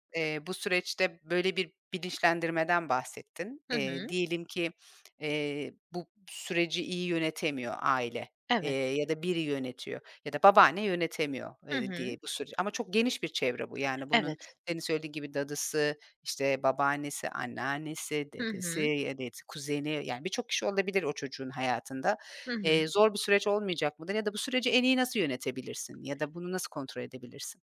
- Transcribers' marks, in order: other background noise
- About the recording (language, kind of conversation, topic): Turkish, podcast, Çocukların sosyal medya kullanımını ailece nasıl yönetmeliyiz?